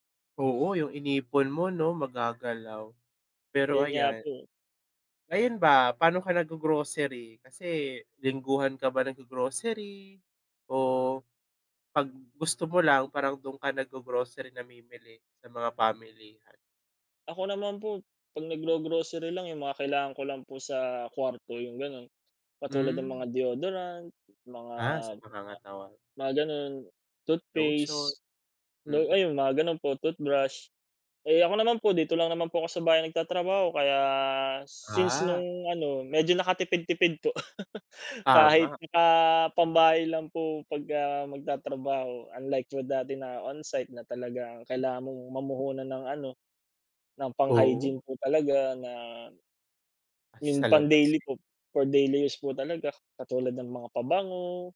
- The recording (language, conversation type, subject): Filipino, unstructured, Ano ang palagay mo sa patuloy na pagtaas ng presyo ng mga bilihin?
- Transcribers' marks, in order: other background noise; drawn out: "Kaya"; laugh; tapping